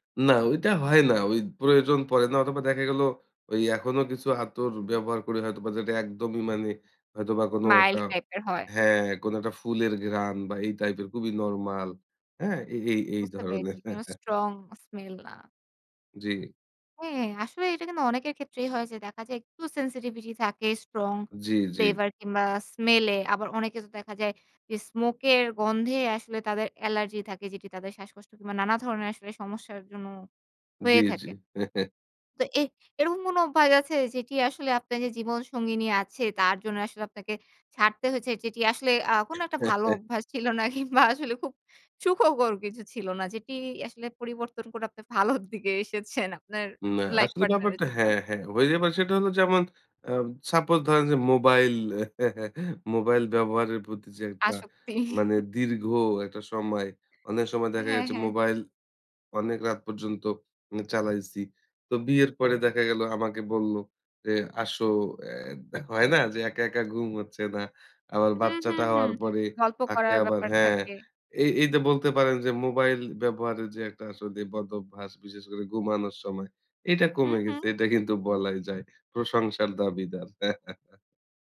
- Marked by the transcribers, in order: in English: "mild"; giggle; in English: "sensetivity"; chuckle; giggle; laughing while speaking: "কিংবা আসলে খুব সুখকর কিছু ছিল না"; laughing while speaking: "ভালোর দিকে এসেছেন আপনার লাইফ পার্টনার এর জন্য?"; laugh; giggle; horn; "আসলে" said as "আসদে"; chuckle
- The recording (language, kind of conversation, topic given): Bengali, podcast, সম্পর্কের জন্য আপনি কতটা ত্যাগ করতে প্রস্তুত?